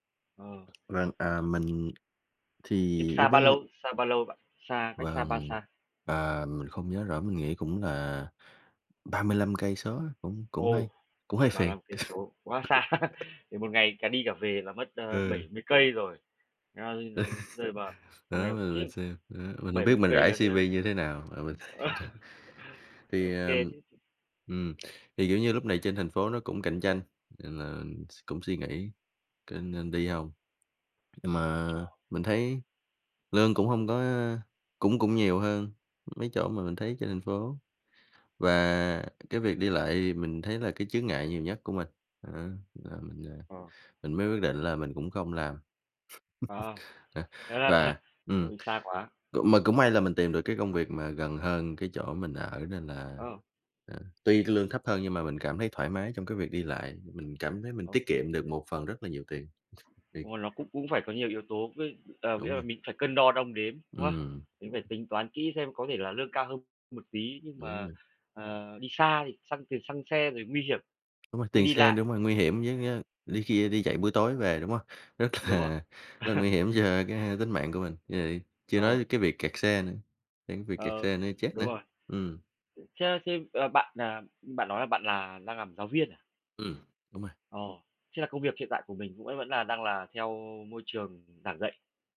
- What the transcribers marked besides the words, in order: other background noise; tapping; laughing while speaking: "xa"; laugh; laugh; in English: "C-V"; unintelligible speech; laugh; chuckle; chuckle; laughing while speaking: "là"; chuckle; laughing while speaking: "là"; chuckle
- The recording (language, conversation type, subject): Vietnamese, podcast, Bạn cân nhắc những yếu tố nào khi chọn một công việc?